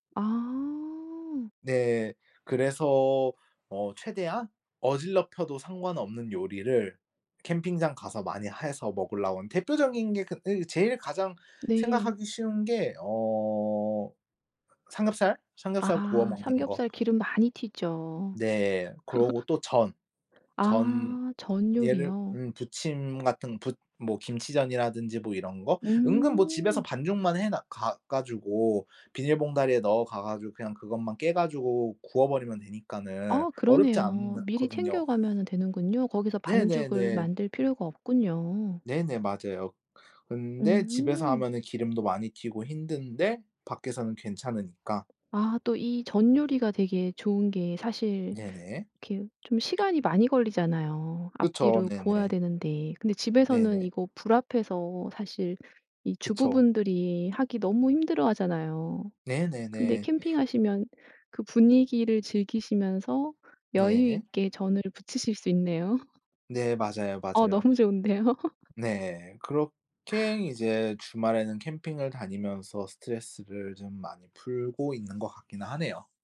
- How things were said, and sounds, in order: other background noise; laugh; tapping; laughing while speaking: "너무 좋은데요"; laugh
- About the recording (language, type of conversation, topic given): Korean, podcast, 스트레스를 풀 때 보통 무엇을 하시나요?